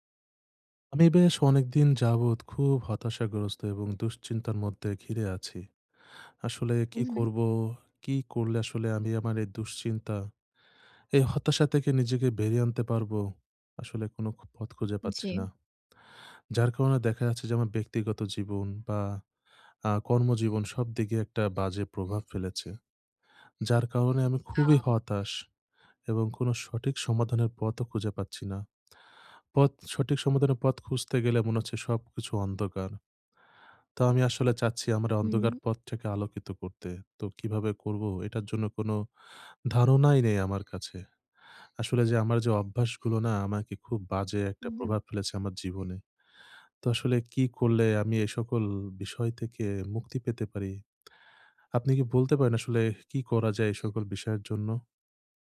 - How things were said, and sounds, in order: bird; tapping; lip smack
- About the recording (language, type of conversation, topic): Bengali, advice, আমি কীভাবে আমার খারাপ অভ্যাসের ধারা বুঝে তা বদলাতে পারি?